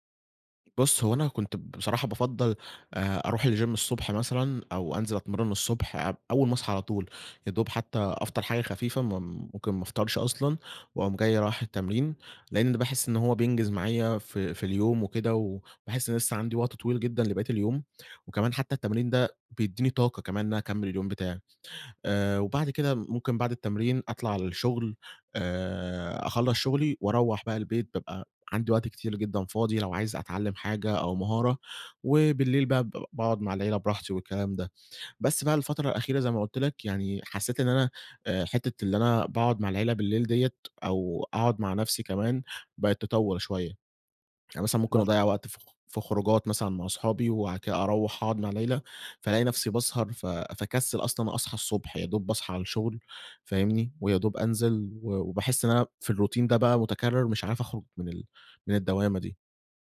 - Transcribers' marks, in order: in English: "الجيم"; tapping; unintelligible speech; in English: "الروتين"
- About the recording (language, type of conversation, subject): Arabic, advice, إزاي أقدر أوازن بين الشغل والعيلة ومواعيد التمرين؟